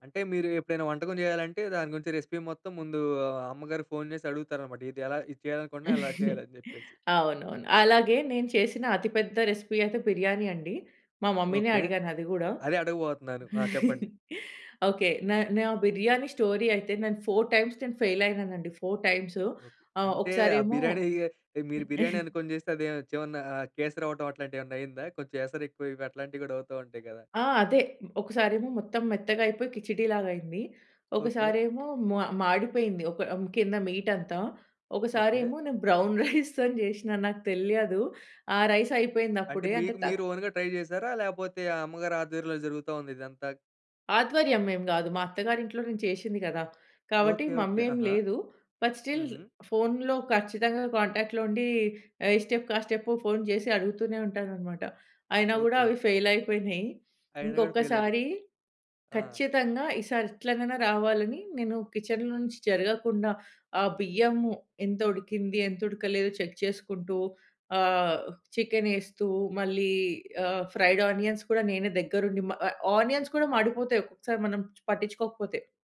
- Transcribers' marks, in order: in English: "రెసిపీ"; chuckle; in English: "రెసిపీ"; in English: "మమ్మీనే"; chuckle; in English: "స్టోరీ"; in English: "ఫోర్ టైమ్స్"; in English: "ఫెయిల్"; in English: "ఫోర్ టైమ్స్"; chuckle; in English: "మీట్"; in English: "బ్రౌన్ రైస్‌తోని"; chuckle; in English: "రైస్"; in English: "ఓన్‌గా ట్రై"; in English: "మమ్మీ"; in English: "బట్ స్టిల్"; in English: "కాంటాక్ట్‌లో"; in English: "స్టెప్"; in English: "స్టెప్"; in English: "కిచెన్‍లో"; in English: "చెక్"; in English: "ఫ్రైడ్ ఆనియన్స్"; in English: "ఆనియన్స్"
- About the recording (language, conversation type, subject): Telugu, podcast, అమ్మ వండే వంటల్లో మీకు ప్రత్యేకంగా గుర్తుండే విషయం ఏమిటి?